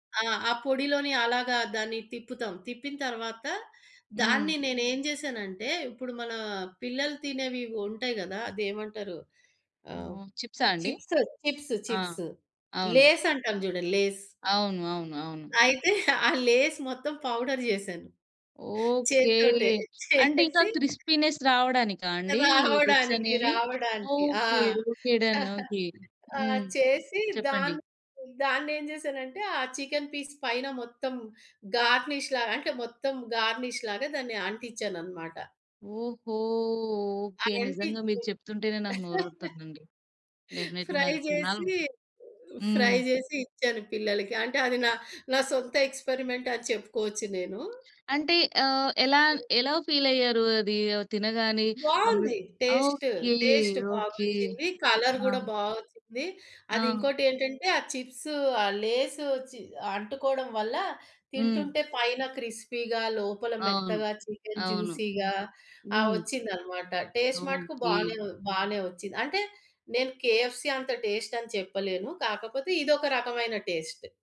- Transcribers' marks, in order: in English: "చిప్స్, చిప్స్, చిప్స్ లేస్"; in English: "లేస్"; giggle; in English: "లేస్"; in English: "పౌడర్"; in English: "క్రిస్పీనెస్"; laughing while speaking: "చేసి"; in English: "టిప్స్"; giggle; in English: "డన్"; in English: "పీస్"; in English: "గార్నిష్‌లాగా"; in English: "గార్నిష్‌లాగా"; chuckle; in English: "ఫ్రై"; in English: "ఫ్రై"; in English: "డెఫినెట్లీ"; in English: "ఎక్స్‌పెరిమెంట్"; tapping; other noise; in English: "ఫీల్"; in English: "టేస్ట్. టేస్ట్"; in English: "మమ్మీ"; in English: "కలర్"; in English: "క్రిస్పీగా"; in English: "జ్యూసీ‌గా"; in English: "టేస్ట్"; in English: "కేఎఫ్‌సి"; in English: "టేస్ట్"; in English: "టేస్ట్"
- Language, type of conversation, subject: Telugu, podcast, మీ కుటుంబ వంటశైలి మీ జీవితాన్ని ఏ విధంగా ప్రభావితం చేసిందో చెప్పగలరా?